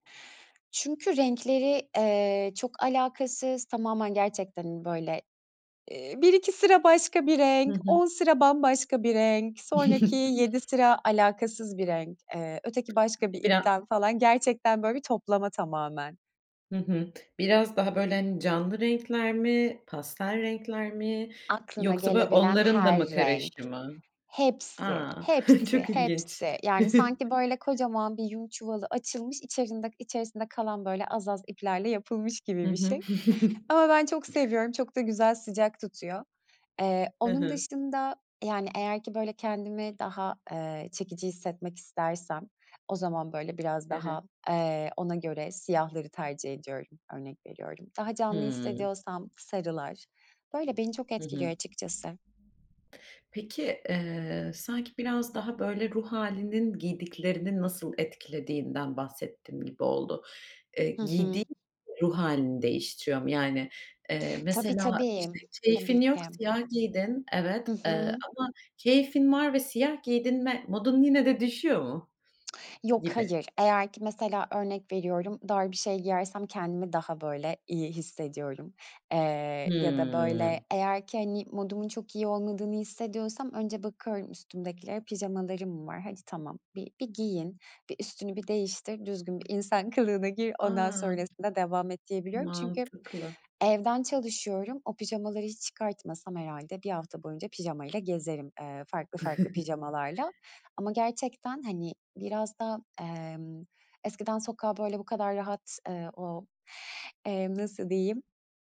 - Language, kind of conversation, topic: Turkish, podcast, Giydiklerin ruh hâlini sence nasıl etkiler?
- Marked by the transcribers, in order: other noise; chuckle; other background noise; tapping; chuckle; chuckle; chuckle